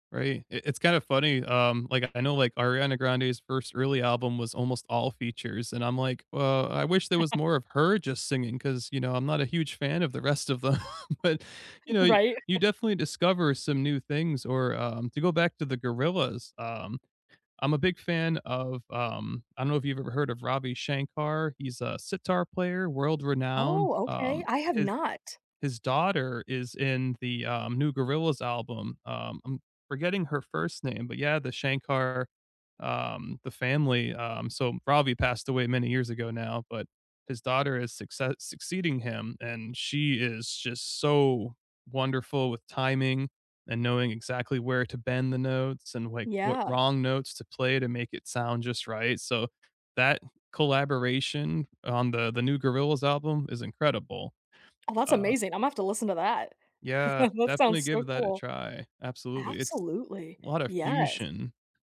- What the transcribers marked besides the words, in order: laugh; stressed: "her"; laughing while speaking: "Right"; chuckle; laughing while speaking: "them. But"; stressed: "so"; chuckle
- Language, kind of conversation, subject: English, unstructured, How do you usually discover new movies, shows, or music, and whose recommendations do you trust most?
- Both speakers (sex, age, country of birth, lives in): female, 30-34, United States, United States; male, 35-39, United States, United States